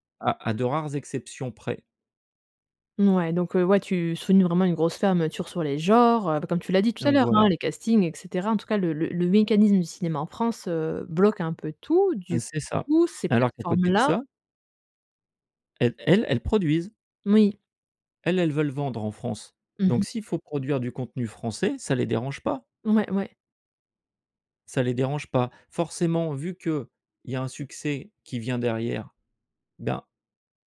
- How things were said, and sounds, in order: stressed: "genres"; tapping; other background noise
- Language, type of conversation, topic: French, podcast, Comment le streaming a-t-il transformé le cinéma et la télévision ?